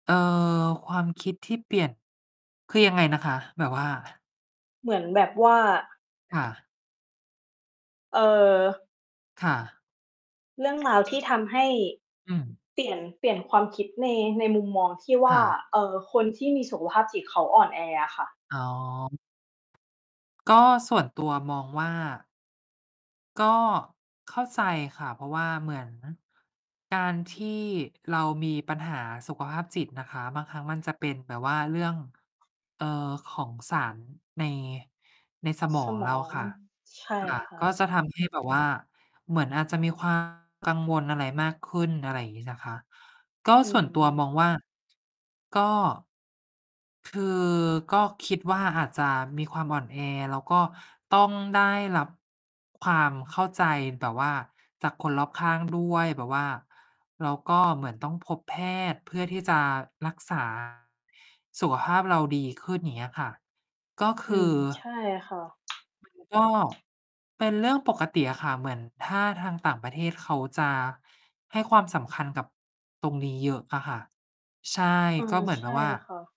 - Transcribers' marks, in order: other noise; tapping; distorted speech; mechanical hum
- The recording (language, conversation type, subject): Thai, unstructured, ทำไมบางคนยังมองว่าคนที่มีปัญหาสุขภาพจิตเป็นคนอ่อนแอ?